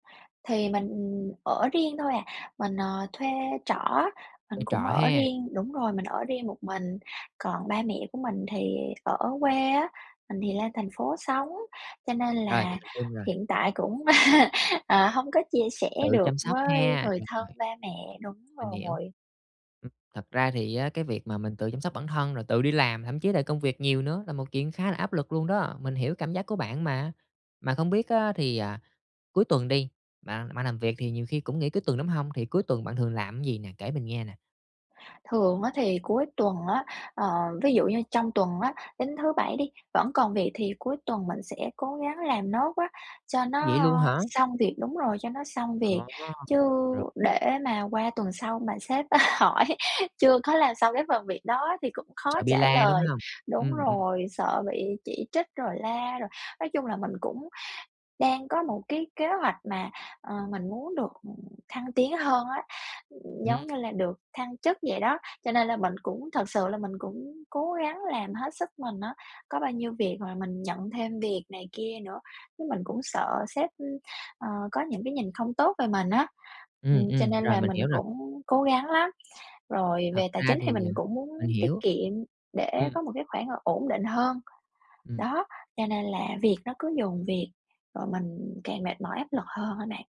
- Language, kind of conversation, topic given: Vietnamese, advice, Làm sao để ngăn ngừa kiệt sức và mệt mỏi khi duy trì động lực lâu dài?
- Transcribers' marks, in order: tapping; laugh; other background noise; laugh; laughing while speaking: "hỏi"